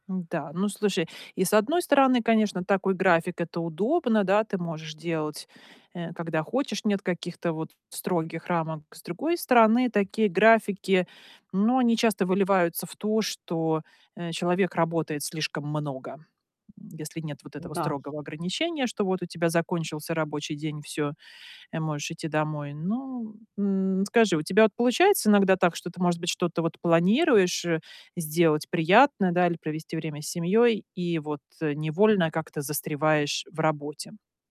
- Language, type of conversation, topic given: Russian, advice, Как вам удаётся находить время на семью и хобби?
- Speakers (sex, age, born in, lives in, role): female, 40-44, Russia, Sweden, advisor; female, 40-44, Ukraine, Mexico, user
- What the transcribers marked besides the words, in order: other background noise; distorted speech